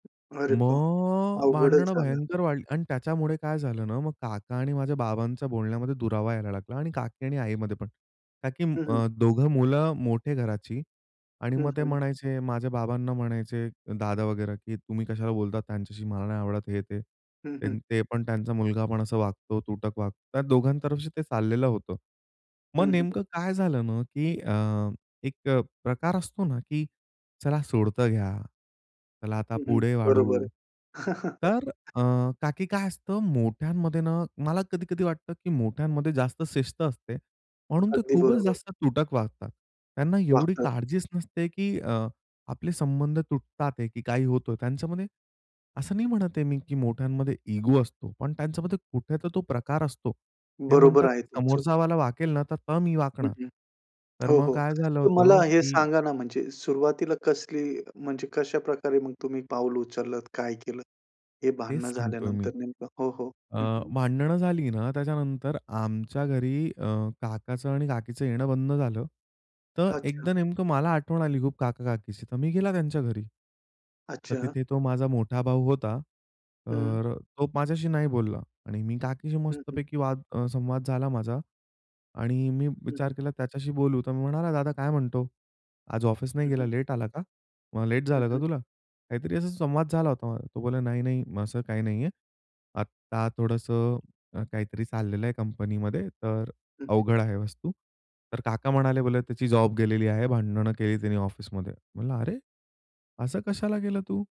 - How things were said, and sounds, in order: tapping; drawn out: "मग"; chuckle; in English: "इगो"
- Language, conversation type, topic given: Marathi, podcast, कुटुंबात मोठ्या भांडणानंतर नातं पुन्हा कसं जोडता येईल?